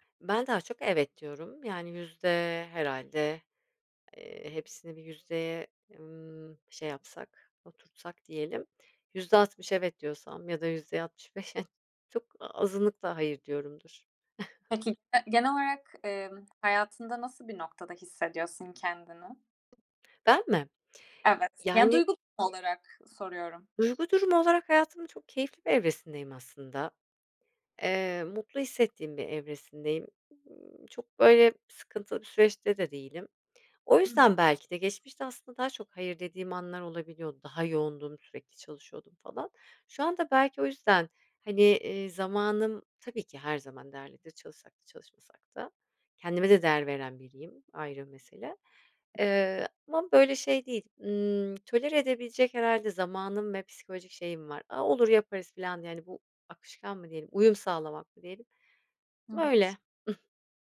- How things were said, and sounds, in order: chuckle; tapping; unintelligible speech; other background noise; chuckle
- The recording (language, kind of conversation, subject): Turkish, podcast, Açıkça “hayır” demek sana zor geliyor mu?